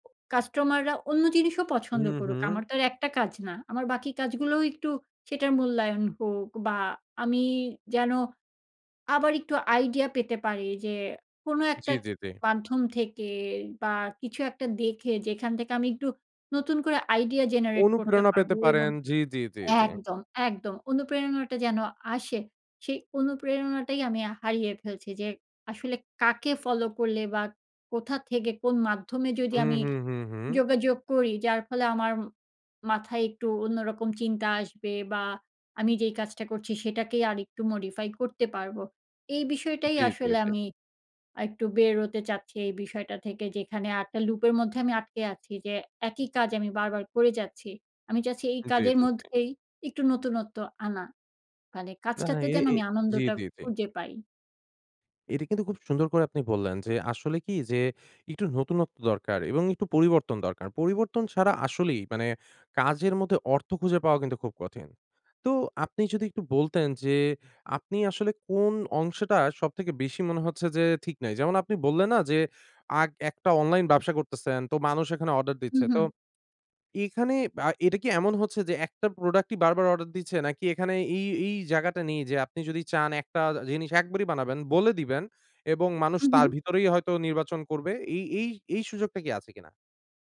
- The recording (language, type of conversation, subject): Bengali, advice, কাজ থেকে আর কোনো অর্থ বা তৃপ্তি পাচ্ছি না
- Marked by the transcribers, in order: other background noise; tapping; "হতে" said as "অতে"; "আরেকটা" said as "আরটা"; "জায়গাটা" said as "জাগাটা"